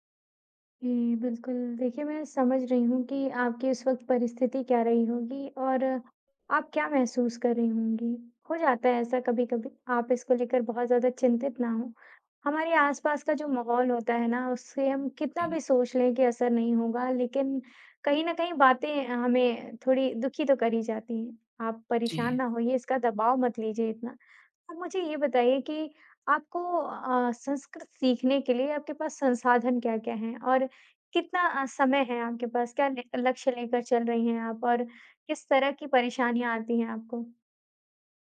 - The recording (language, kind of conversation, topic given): Hindi, advice, मैं लक्ष्य तय करने में उलझ जाता/जाती हूँ और शुरुआत नहीं कर पाता/पाती—मैं क्या करूँ?
- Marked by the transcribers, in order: tapping; other background noise